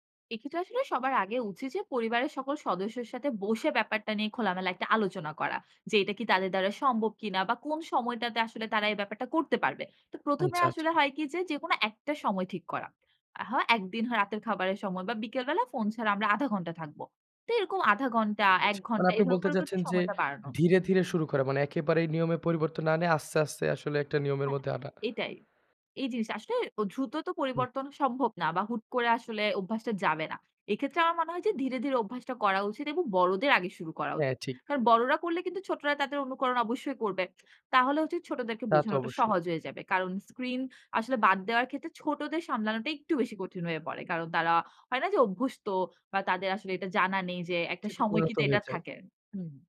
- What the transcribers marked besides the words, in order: stressed: "একটু"; tapping
- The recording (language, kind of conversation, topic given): Bengali, podcast, বাড়িতে টিভি ও মোবাইল ব্যবহারের নিয়ম কীভাবে ঠিক করেন?
- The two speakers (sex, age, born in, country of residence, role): female, 25-29, Bangladesh, Bangladesh, guest; male, 25-29, Bangladesh, Bangladesh, host